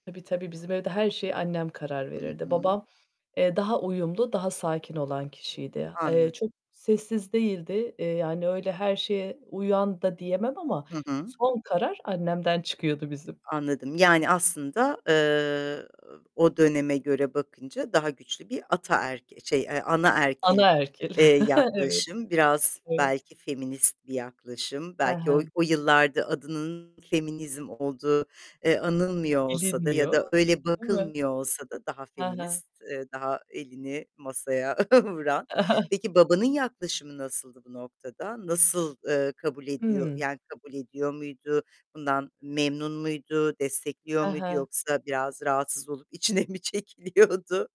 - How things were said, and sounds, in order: static; distorted speech; tapping; chuckle; laughing while speaking: "vuran"; chuckle; laughing while speaking: "içine mi çekiliyordu?"
- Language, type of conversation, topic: Turkish, podcast, Ebeveynlerinin disiplin yaklaşımı nasıldı?